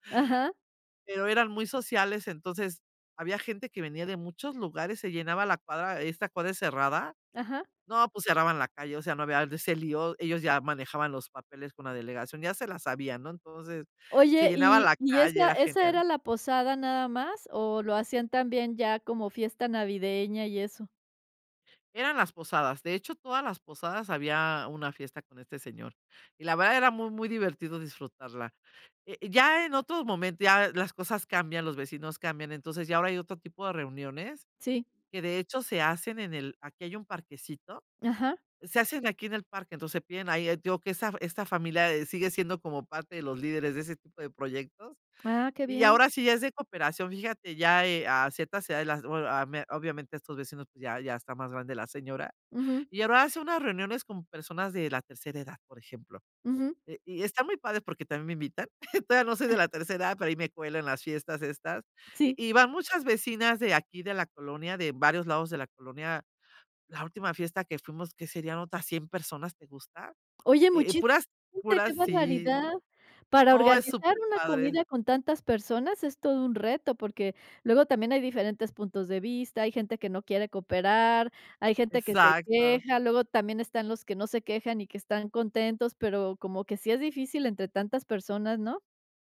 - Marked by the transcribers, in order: cough; giggle
- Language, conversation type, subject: Spanish, podcast, ¿Qué recuerdos tienes de comidas compartidas con vecinos o familia?